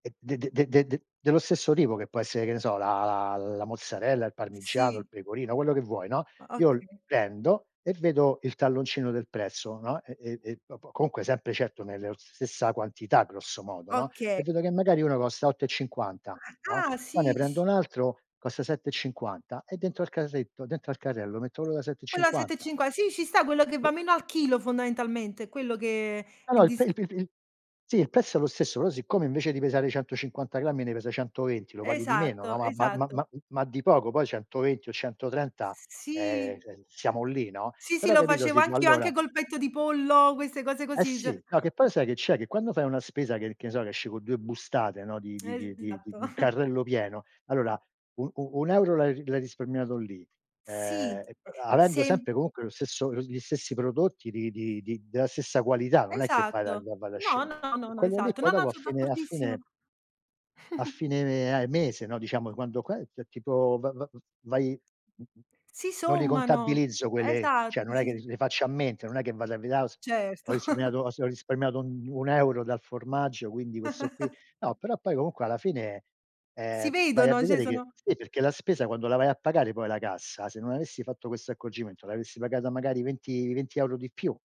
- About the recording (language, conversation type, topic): Italian, unstructured, Come gestisci il tuo budget mensile?
- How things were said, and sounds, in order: "essere" said as "esse"; other background noise; gasp; tapping; chuckle; "poi" said as "po"; unintelligible speech; chuckle; unintelligible speech; "vedere" said as "vedà"; chuckle; chuckle